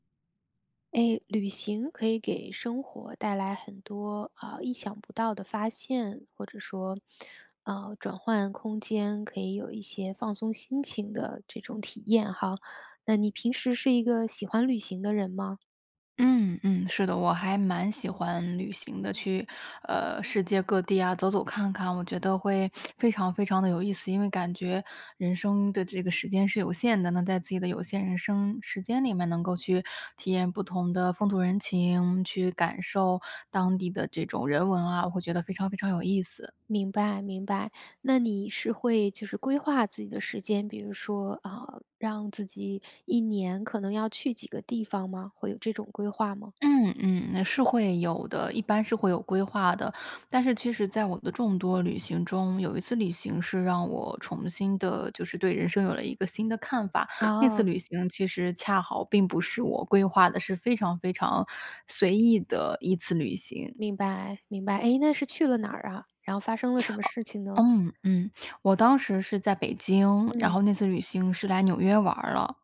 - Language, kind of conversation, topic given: Chinese, podcast, 有哪次旅行让你重新看待人生？
- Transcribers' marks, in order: sniff